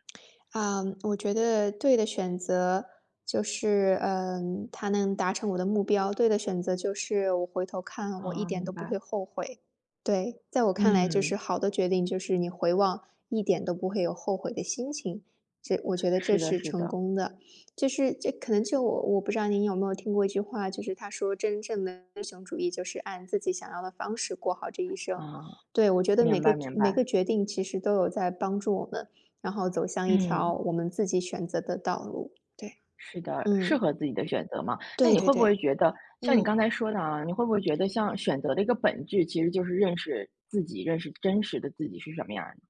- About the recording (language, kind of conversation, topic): Chinese, podcast, 有什么小技巧能帮你更快做出决定？
- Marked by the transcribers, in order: other background noise; tapping